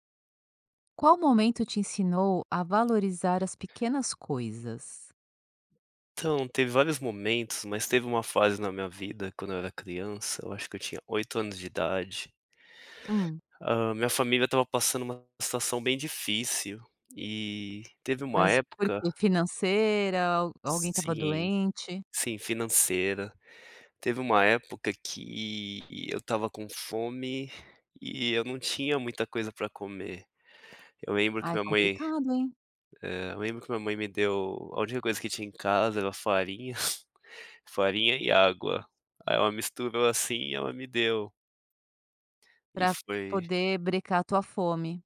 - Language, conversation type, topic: Portuguese, podcast, Qual foi o momento que te ensinou a valorizar as pequenas coisas?
- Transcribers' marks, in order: tapping; sniff